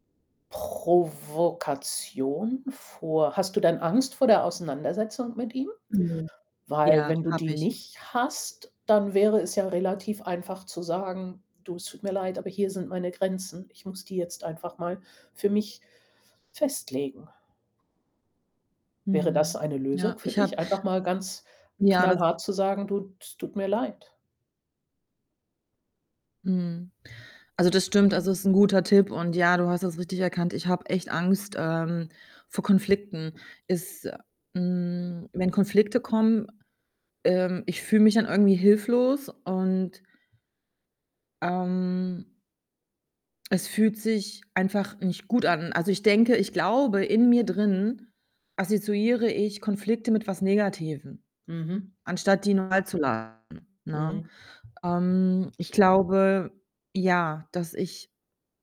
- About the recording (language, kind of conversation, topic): German, advice, Wie kann ich meine Angst überwinden, persönliche Grenzen zu setzen?
- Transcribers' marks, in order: other background noise; distorted speech; static; unintelligible speech